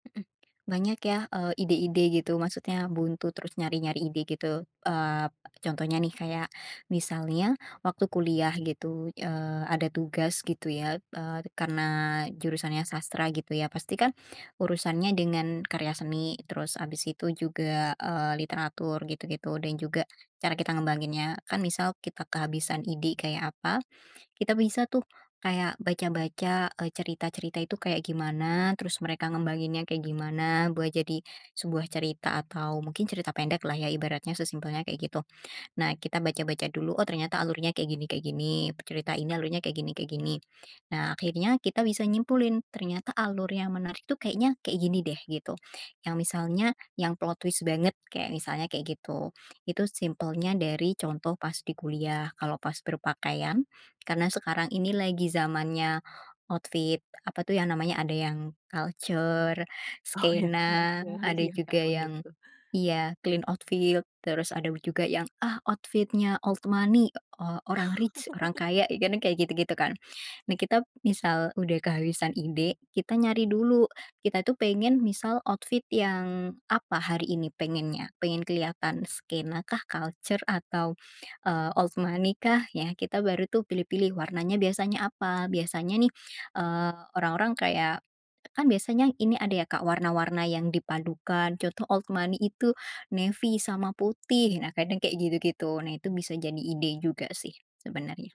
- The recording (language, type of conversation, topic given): Indonesian, podcast, Bagaimana kamu mencari inspirasi saat mentok ide?
- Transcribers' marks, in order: in English: "plot twist"; in English: "outfit"; laughing while speaking: "Oh, yang kalcer. Ya"; in English: "clean oldfield"; "outfit" said as "oldfield"; in English: "outfit-nya old money"; in English: "rich"; chuckle; "kita" said as "kitap"; in English: "outfit"; in English: "old money"; in English: "old money"; in English: "navy"